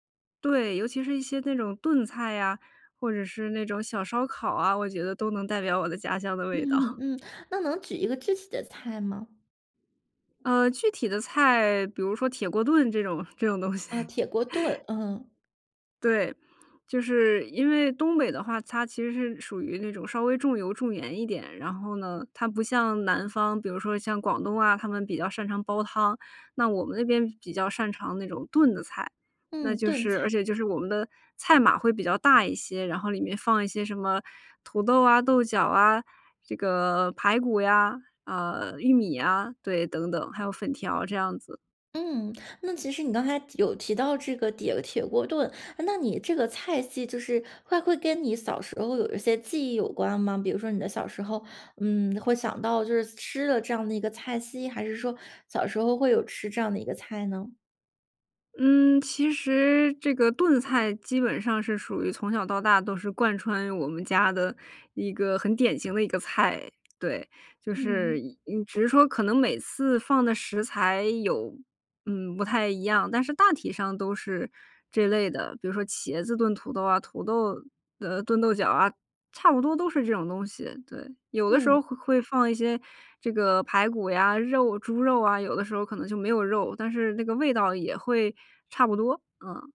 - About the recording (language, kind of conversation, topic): Chinese, podcast, 哪道菜最能代表你家乡的味道？
- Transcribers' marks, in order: laughing while speaking: "我的家乡的味道"; laughing while speaking: "这种 这种东西"; laugh